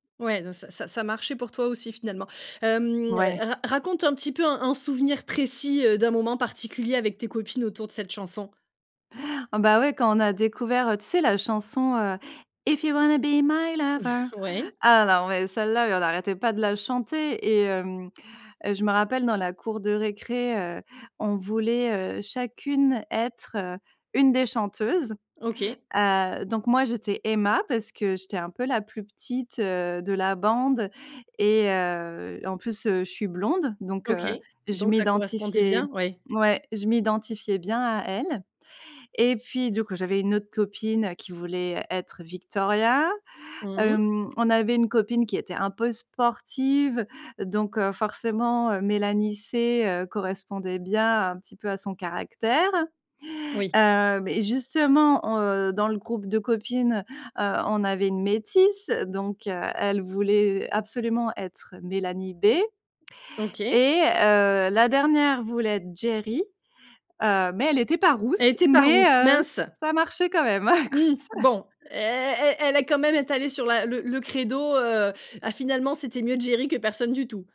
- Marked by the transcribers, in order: other background noise; chuckle; singing: "If you wanna be my lover !"; in English: "If you wanna be my lover !"; laughing while speaking: "écoute"
- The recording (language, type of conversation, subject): French, podcast, Quelle chanson te rappelle ton enfance ?